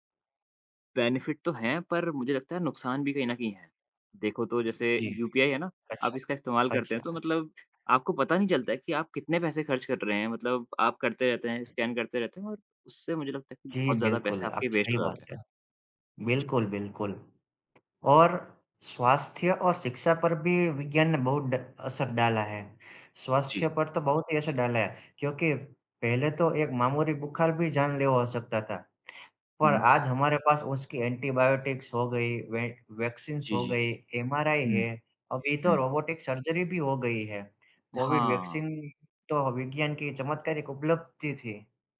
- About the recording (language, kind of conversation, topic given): Hindi, unstructured, आपके हिसाब से विज्ञान ने हमारी ज़िंदगी को कैसे बदला है?
- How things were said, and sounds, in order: other noise; in English: "बेनेफिट"; in English: "वेस्ट"; tapping; in English: "वैक वैक्सीन्स"; in English: "रोबोटिक"; in English: "वैक्सीन"